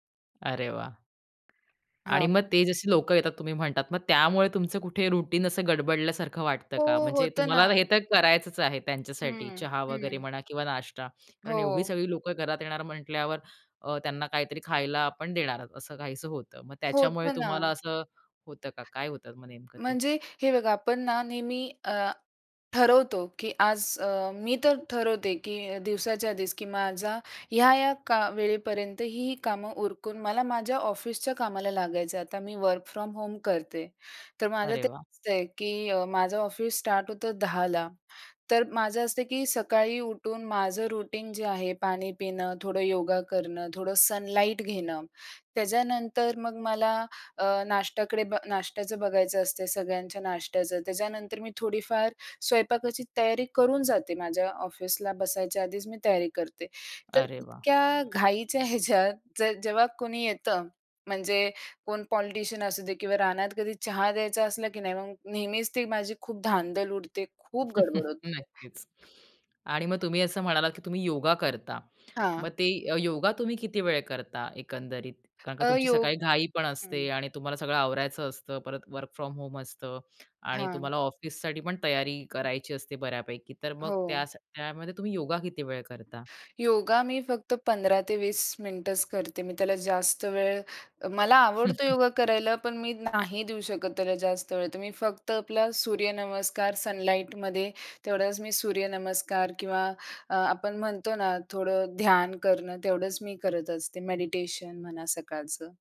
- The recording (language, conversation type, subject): Marathi, podcast, तुमचा सकाळचा दिनक्रम कसा असतो?
- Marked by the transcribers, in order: other background noise; in English: "रुटीन"; in English: "वर्क फ्रॉम होम"; in English: "स्टार्ट"; in English: "रुटीन"; in English: "सनलाइट"; laughing while speaking: "घाईच्या ह्याच्यात"; in English: "पॉलिटिशियन"; chuckle; in English: "वर्क फ्रॉम होम"; chuckle; in English: "सनलाईटमध्ये"; in English: "मेडिटेशन"